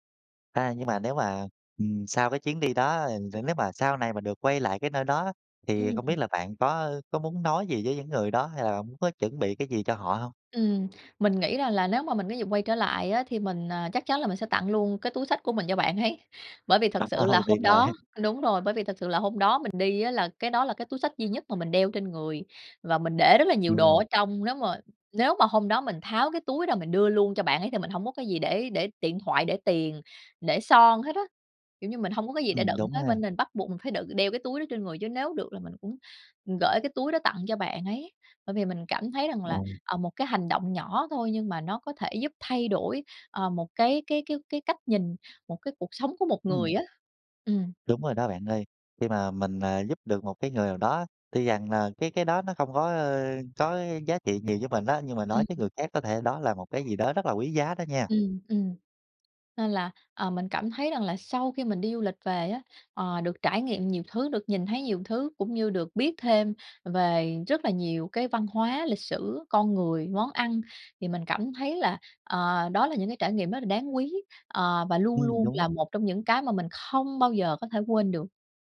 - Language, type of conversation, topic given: Vietnamese, podcast, Bạn có thể kể về một chuyến đi đã khiến bạn thay đổi rõ rệt nhất không?
- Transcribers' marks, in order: other background noise; tapping; laugh; chuckle